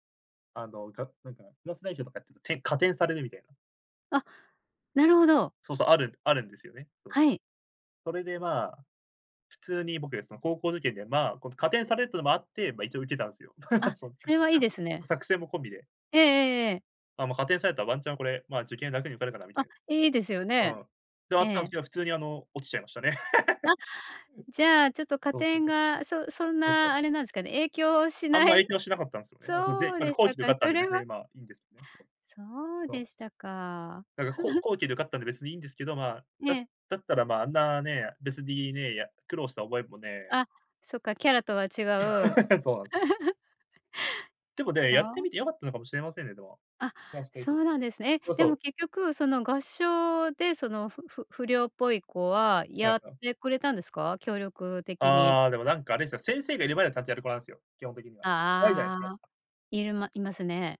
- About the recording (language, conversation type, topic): Japanese, podcast, 学校生活で最も影響を受けた出来事は何ですか？
- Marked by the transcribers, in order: laugh; unintelligible speech; laugh; unintelligible speech; laugh; laugh; laugh